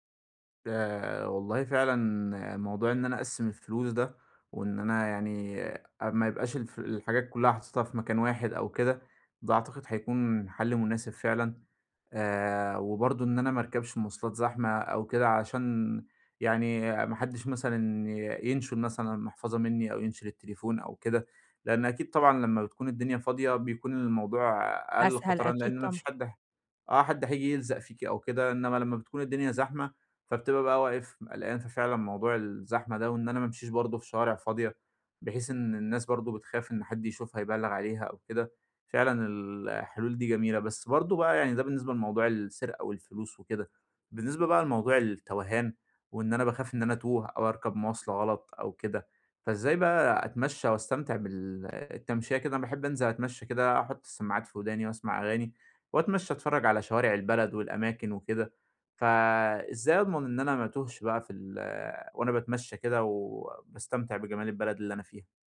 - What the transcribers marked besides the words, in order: none
- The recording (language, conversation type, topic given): Arabic, advice, إزاي أتنقل بأمان وثقة في أماكن مش مألوفة؟